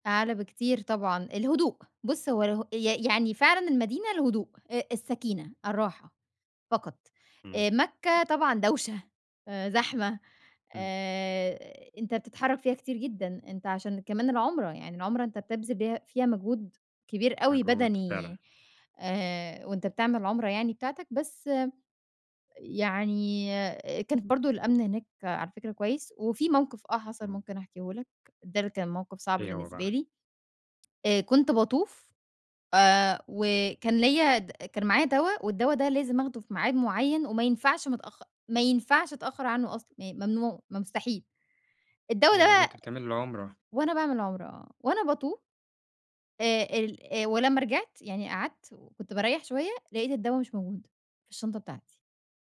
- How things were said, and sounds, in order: other background noise; tapping; stressed: "ما ينفعش"
- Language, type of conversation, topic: Arabic, podcast, إيه نصيحتك لحد ناوي يجرب يسافر لوحده؟